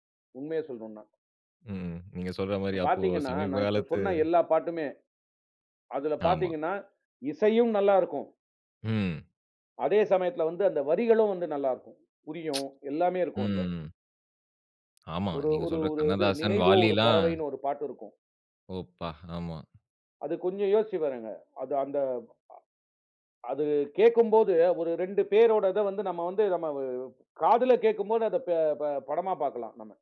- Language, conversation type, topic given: Tamil, podcast, நீங்கள் சேர்ந்து உருவாக்கிய பாடல்பட்டியலில் இருந்து உங்களுக்கு மறக்க முடியாத ஒரு நினைவைக் கூறுவீர்களா?
- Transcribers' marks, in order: tsk; drawn out: "ம்"